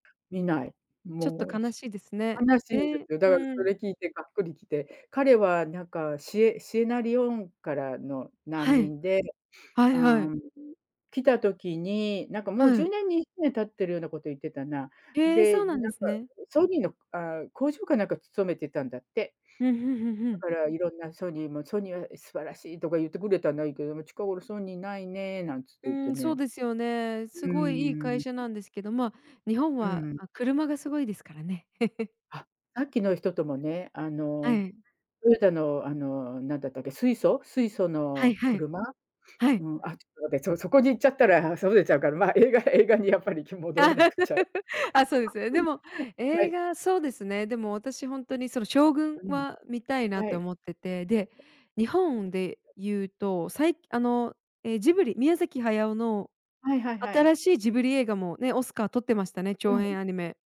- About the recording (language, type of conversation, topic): Japanese, unstructured, 最近観た映画で、がっかりした作品はありますか？
- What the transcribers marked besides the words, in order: "シエラレオネ" said as "シエナリオン"; chuckle; unintelligible speech; laughing while speaking: "そ そこに行っちゃったら外れ … り戻らなくちゃ"; laugh; laughing while speaking: "あ、そうですね"; laugh; unintelligible speech